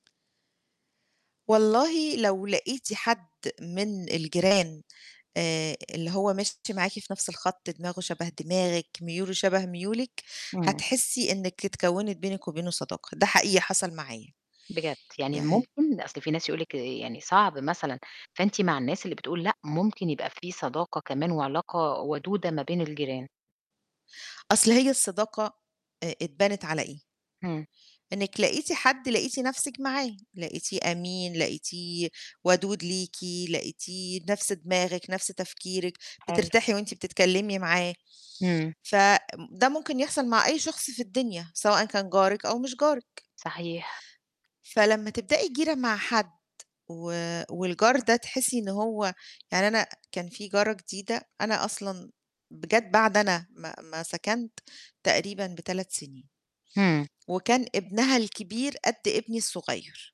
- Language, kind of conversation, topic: Arabic, podcast, إزاي تقدر تقوّي علاقتك بجيرانك وبأهل الحي؟
- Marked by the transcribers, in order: static; distorted speech; tapping